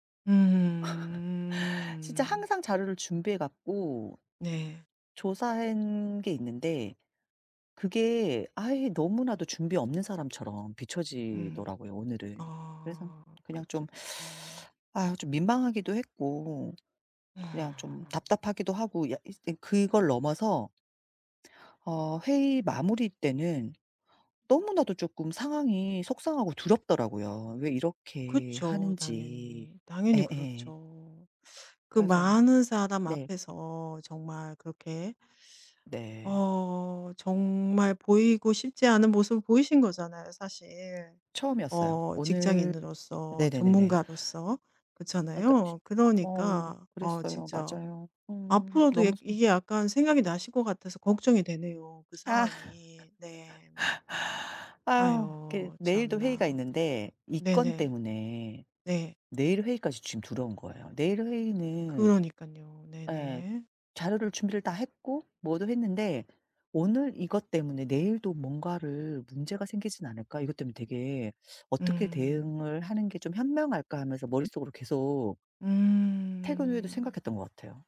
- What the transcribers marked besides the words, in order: laugh; drawn out: "음"; "조사한" said as "조사핸"; other background noise; teeth sucking; tapping; laughing while speaking: "아"; laugh; drawn out: "음"
- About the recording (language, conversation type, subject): Korean, advice, 회의 중 동료의 공개적인 비판에 어떻게 대응해야 하나요?